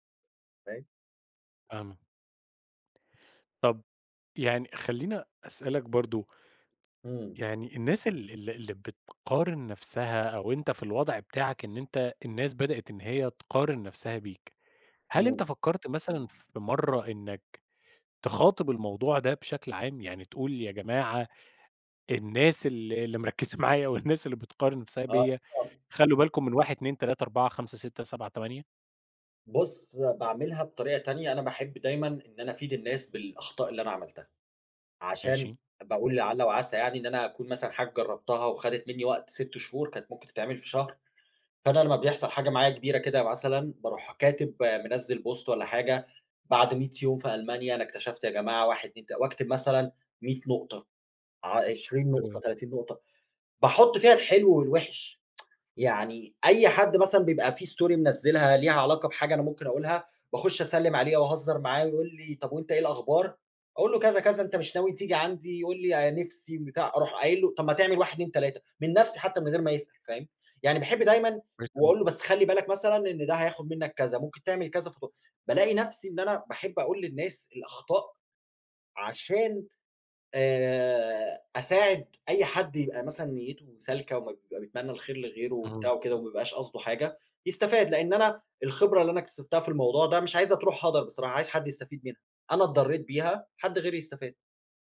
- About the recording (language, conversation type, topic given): Arabic, podcast, إيه أسهل طريقة تبطّل تقارن نفسك بالناس؟
- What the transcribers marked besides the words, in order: unintelligible speech; tapping; laughing while speaking: "اللي مركِّزة معايا"; in English: "بوست"; unintelligible speech; tsk; in English: "story"